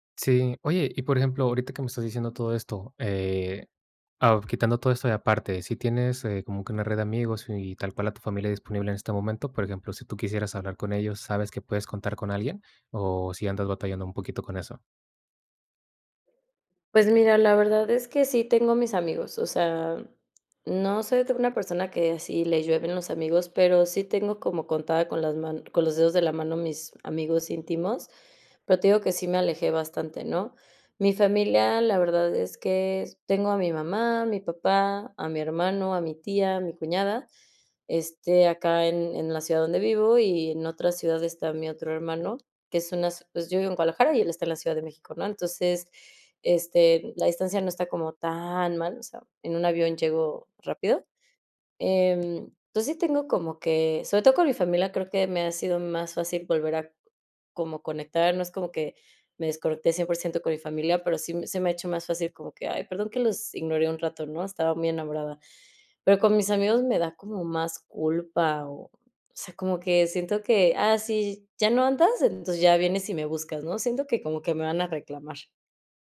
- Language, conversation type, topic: Spanish, advice, ¿Cómo puedo recuperar mi identidad tras una ruptura larga?
- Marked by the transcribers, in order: tapping